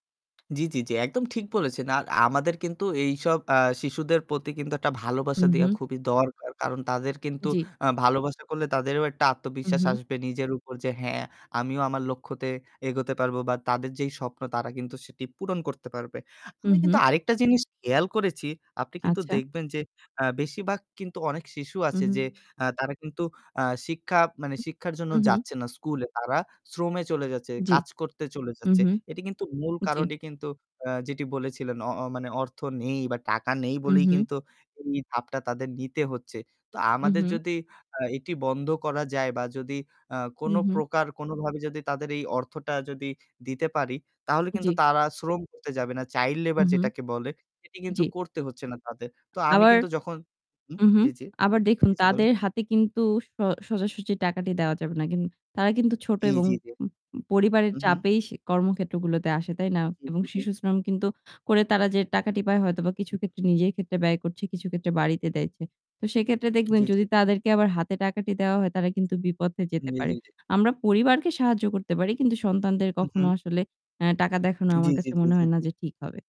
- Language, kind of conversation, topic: Bengali, unstructured, সবার জন্য সমান শিক্ষার সুযোগ কতটা সম্ভব?
- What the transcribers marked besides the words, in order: tapping; static; other background noise; distorted speech; in English: "Child labor"; unintelligible speech